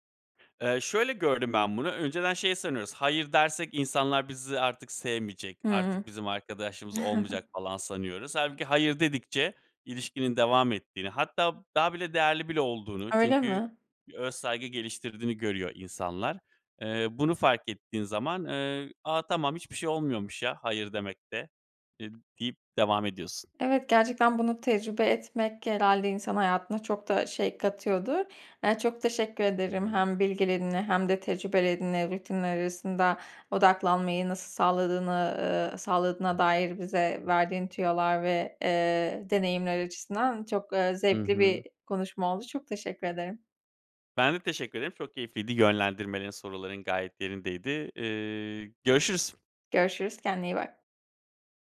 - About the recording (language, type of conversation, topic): Turkish, podcast, Gelen bilgi akışı çok yoğunken odaklanmanı nasıl koruyorsun?
- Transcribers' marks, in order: other background noise; tapping; chuckle